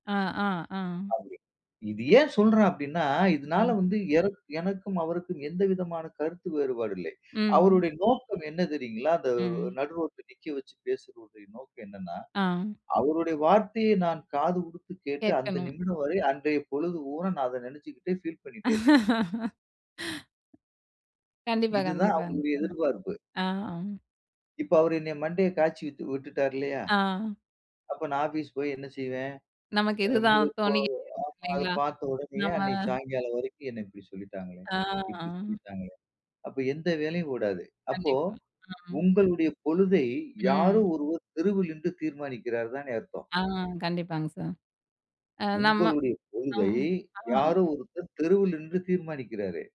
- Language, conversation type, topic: Tamil, podcast, பொதுமக்களின் கருத்துப்பிரதிபலிப்பு உங்களுக்கு எந்த அளவிற்கு பாதிப்பை ஏற்படுத்துகிறது?
- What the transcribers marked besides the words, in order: unintelligible speech; unintelligible speech; horn; in English: "ஃபீல்"; laugh; other background noise; unintelligible speech